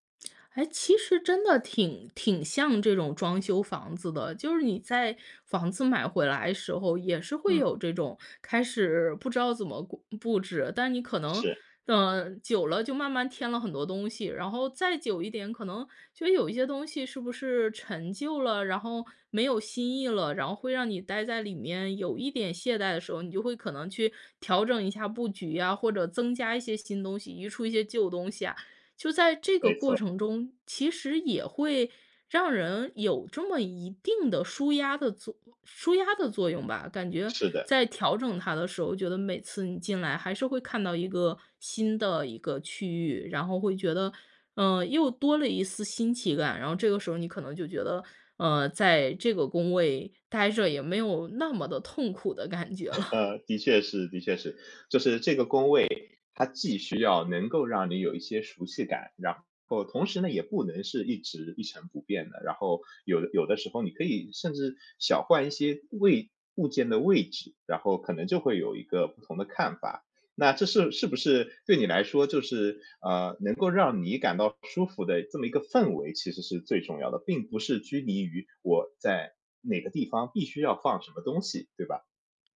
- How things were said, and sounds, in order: laughing while speaking: "感觉了"; laugh
- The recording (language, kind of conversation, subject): Chinese, podcast, 你会如何布置你的工作角落，让自己更有干劲？